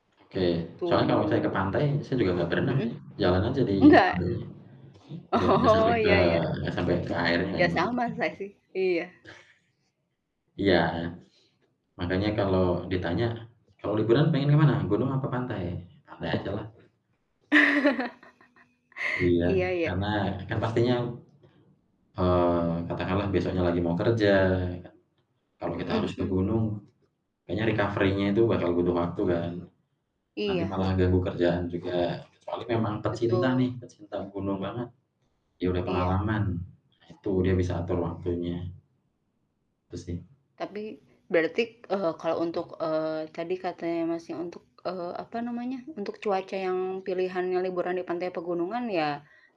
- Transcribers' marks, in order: laughing while speaking: "Oh"; other background noise; tapping; laugh; in English: "recovery-nya"
- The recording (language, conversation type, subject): Indonesian, unstructured, Apa pendapatmu tentang berlibur di pantai dibandingkan di pegunungan?